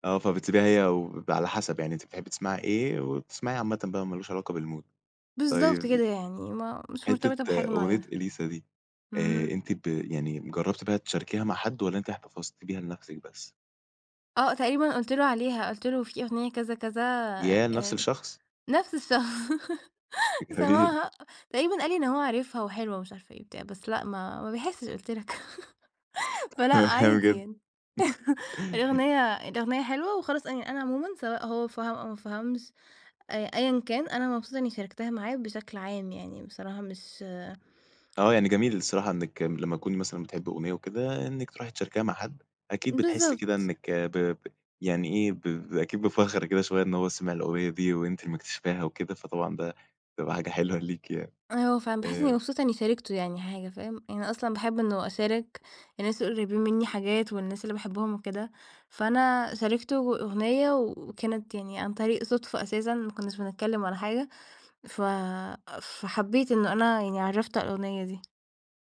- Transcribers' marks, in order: in English: "بالmood"; other background noise; laugh; laughing while speaking: "جميل"; laugh; tapping; unintelligible speech; laugh
- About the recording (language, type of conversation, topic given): Arabic, podcast, أنهي أغنية بتحسّ إنها بتعبّر عنك أكتر؟